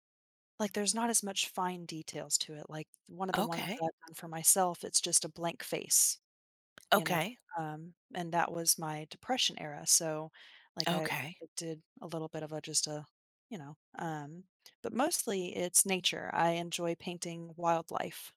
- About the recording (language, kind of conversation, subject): English, unstructured, In what ways has technology changed how people express their creativity?
- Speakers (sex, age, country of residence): female, 35-39, United States; female, 65-69, United States
- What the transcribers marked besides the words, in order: tapping